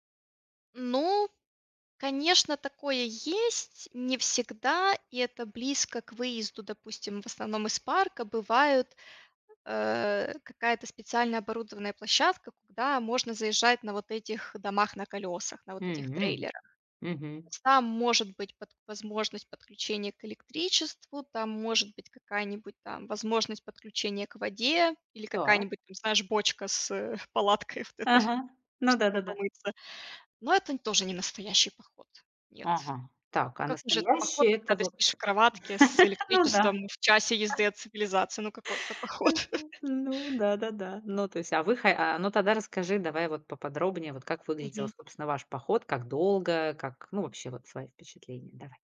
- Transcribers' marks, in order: other background noise; laughing while speaking: "палаткой вот эта"; laugh; other noise; chuckle
- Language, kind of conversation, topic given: Russian, podcast, Какой поход на природу был твоим любимым и почему?